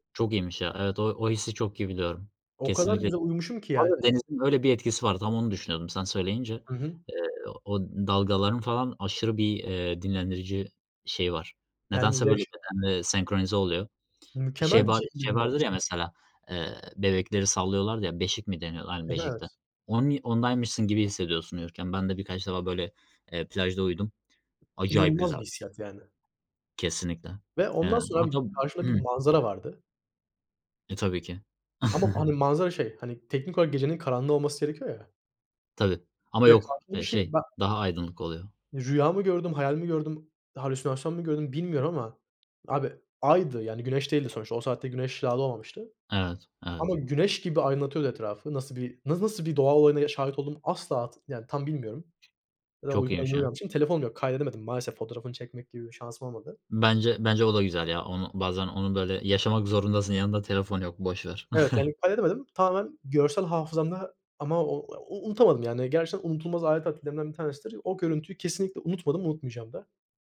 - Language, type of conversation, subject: Turkish, unstructured, En unutulmaz aile tatiliniz hangisiydi?
- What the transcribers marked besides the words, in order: other background noise; tapping; chuckle; unintelligible speech; chuckle